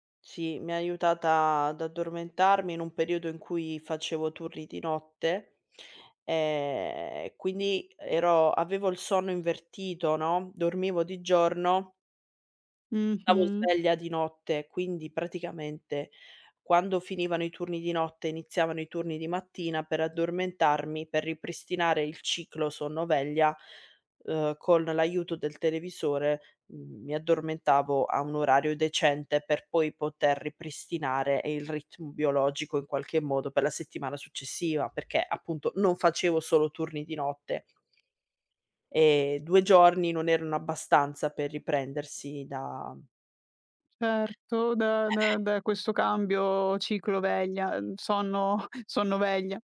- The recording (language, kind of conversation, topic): Italian, podcast, Qual è un rito serale che ti rilassa prima di dormire?
- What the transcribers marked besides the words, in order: other background noise; other noise